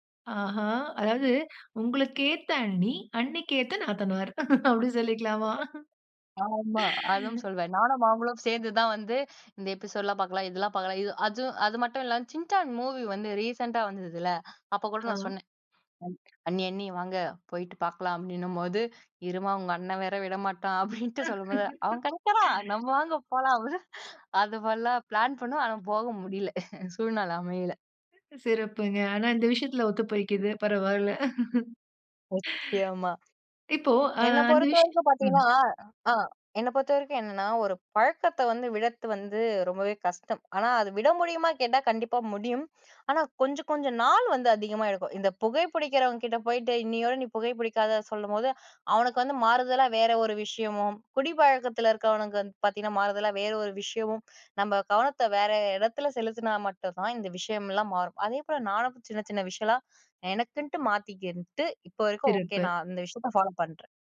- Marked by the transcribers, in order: other noise; laugh; in English: "எபிசோடுலாம்"; laughing while speaking: "அப்படின்ட்டு சொல்லும்போது, அவன் கிடைக்கிறான், நம்ம வாங்க போலாம் அப்படினு"; laugh; chuckle; laughing while speaking: "ஆனா, இந்த விஷயத்தில ஒத்து போய்கிது பரவால"
- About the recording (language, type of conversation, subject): Tamil, podcast, விட வேண்டிய பழக்கத்தை எப்படி நிறுத்தினீர்கள்?